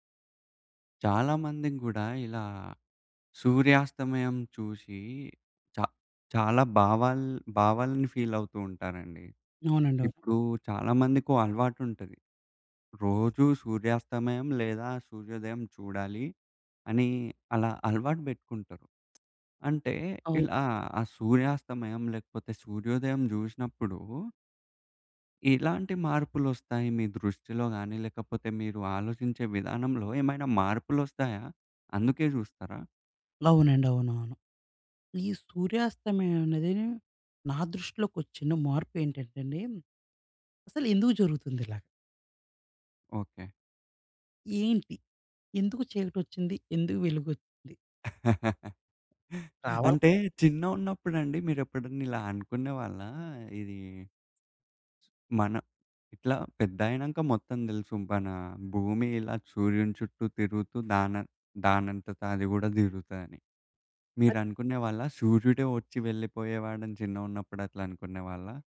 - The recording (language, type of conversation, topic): Telugu, podcast, సూర్యాస్తమయం చూసిన తర్వాత మీ దృష్టికోణంలో ఏ మార్పు వచ్చింది?
- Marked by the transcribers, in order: tapping; chuckle; other background noise